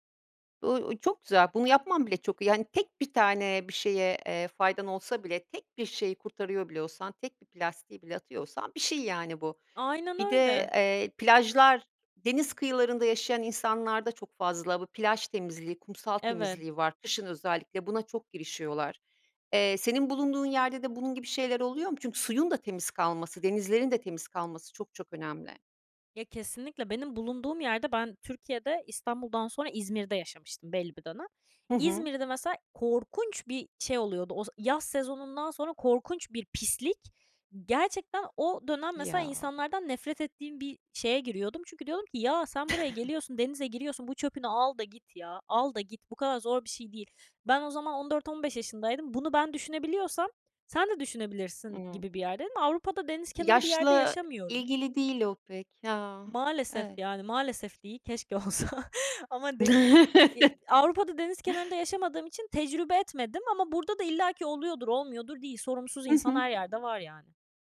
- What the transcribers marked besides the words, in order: stressed: "korkunç"; stressed: "pislik"; tapping; chuckle; chuckle; other background noise
- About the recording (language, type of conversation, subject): Turkish, podcast, Günlük hayatta atıkları azaltmak için neler yapıyorsun, anlatır mısın?